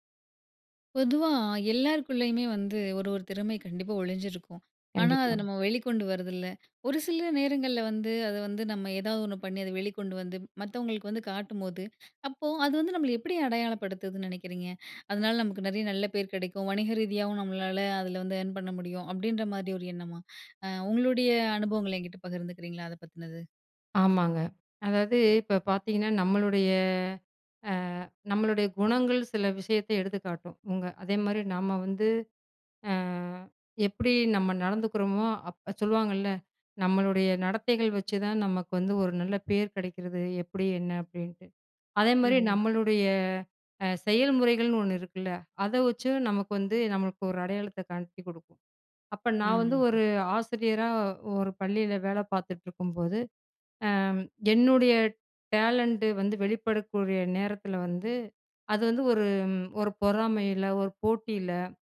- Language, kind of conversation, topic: Tamil, podcast, உன் படைப்புகள் உன்னை எப்படி காட்டுகின்றன?
- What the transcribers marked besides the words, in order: in English: "அர்ன்"; other background noise; in English: "டேலண்டு"